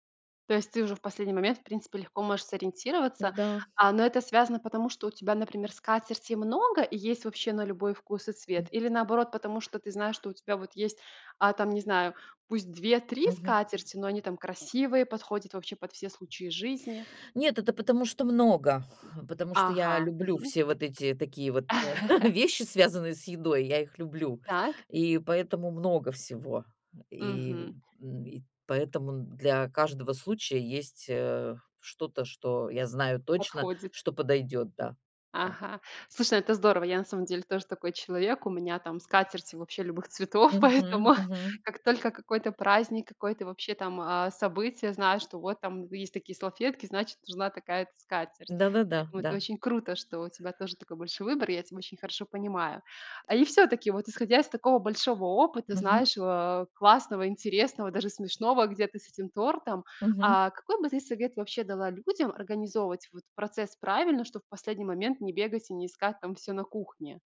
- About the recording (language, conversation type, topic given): Russian, podcast, Как организовать готовку, чтобы не носиться по кухне в последний момент?
- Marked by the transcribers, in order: tapping; laugh; chuckle; laughing while speaking: "поэтому"